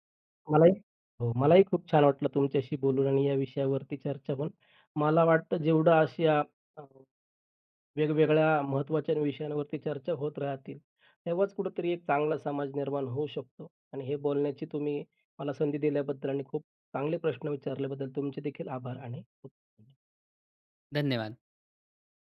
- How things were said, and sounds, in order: other background noise
- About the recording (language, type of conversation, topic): Marathi, podcast, शाळेत शिकलेलं आजच्या आयुष्यात कसं उपयोगी पडतं?